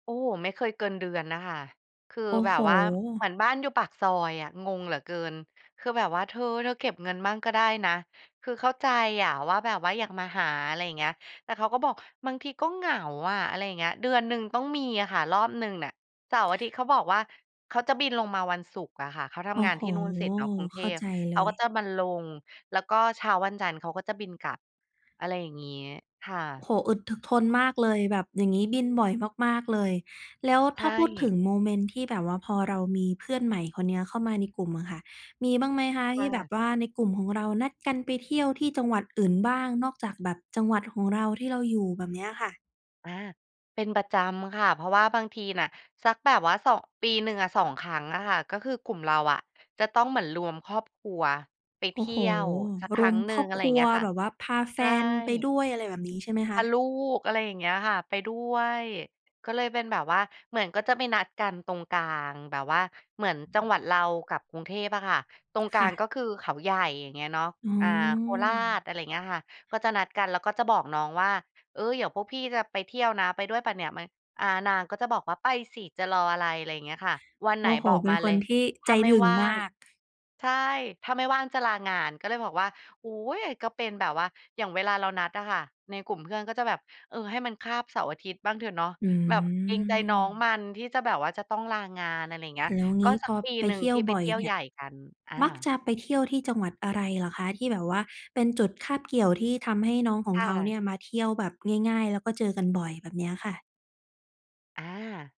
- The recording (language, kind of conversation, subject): Thai, podcast, มีช่วงเวลาไหนที่คุณกับคนแปลกหน้ากลายมาเป็นเพื่อนกันได้ และเกิดขึ้นได้อย่างไร?
- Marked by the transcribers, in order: none